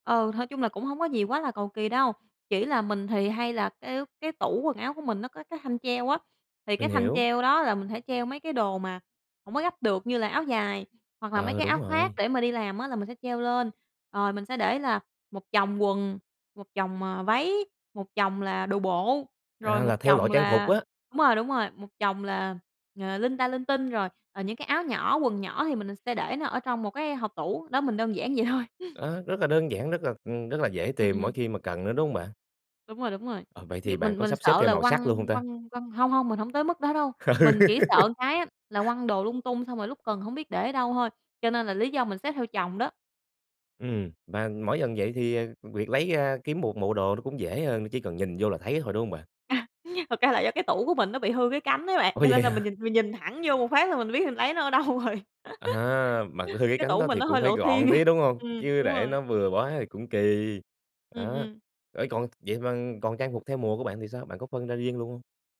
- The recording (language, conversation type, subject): Vietnamese, podcast, Làm thế nào để giữ tủ quần áo luôn gọn gàng mà vẫn đa dạng?
- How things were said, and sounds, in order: "sẽ" said as "thẽ"; tapping; laughing while speaking: "vậy thôi"; laugh; laughing while speaking: "À"; laughing while speaking: "vậy hả?"; laughing while speaking: "đâu rồi"; laugh; laughing while speaking: "thiên"